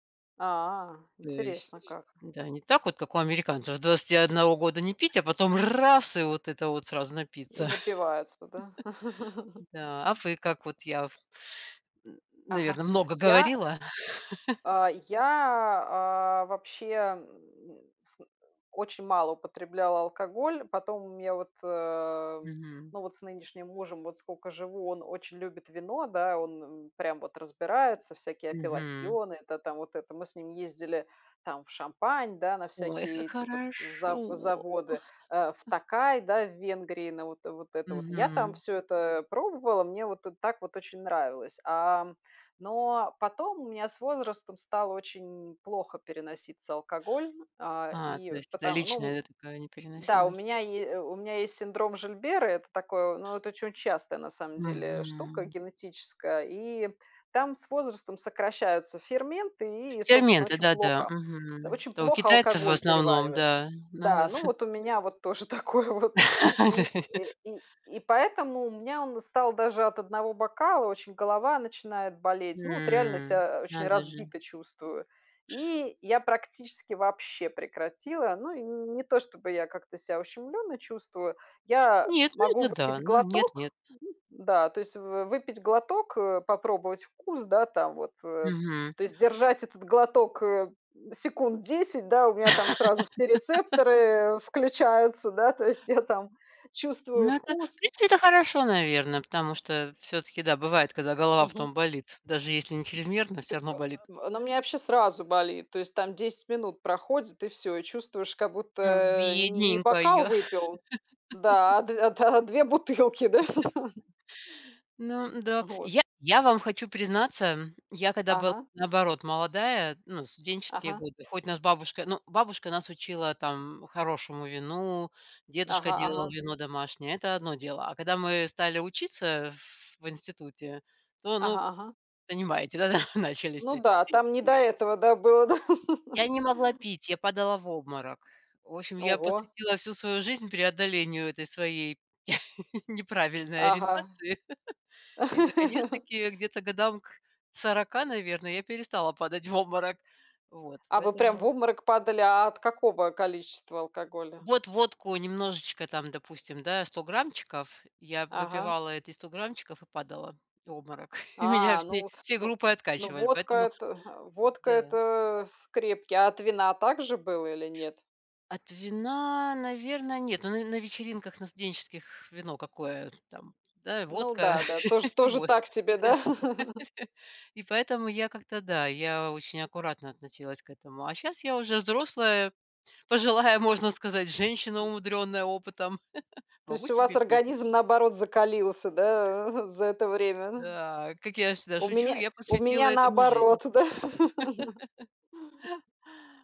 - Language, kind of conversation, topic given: Russian, unstructured, Как вы относитесь к чрезмерному употреблению алкоголя на праздниках?
- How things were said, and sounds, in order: background speech; chuckle; laugh; laugh; "сколько" said as "скоко"; in French: "апелласьоны"; other background noise; tapping; laughing while speaking: "тоже такое вот"; laugh; laugh; drawn out: "бедненькая"; laugh; laughing while speaking: "бутылки, да"; laugh; laughing while speaking: "да"; laughing while speaking: "было"; laugh; laugh; chuckle; laugh; laugh; chuckle; laugh; laughing while speaking: "водка"; laughing while speaking: "да?"; laugh; chuckle; laughing while speaking: "да"; laugh